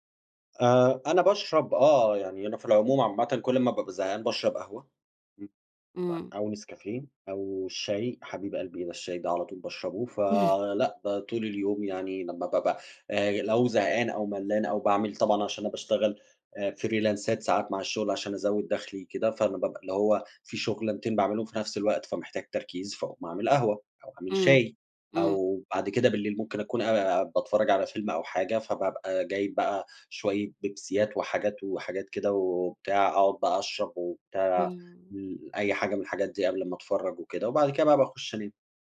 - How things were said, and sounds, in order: unintelligible speech; laugh; in English: "فريلانسات"
- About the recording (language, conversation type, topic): Arabic, advice, إزاي أتغلب على الأرق وصعوبة النوم بسبب أفكار سريعة ومقلقة؟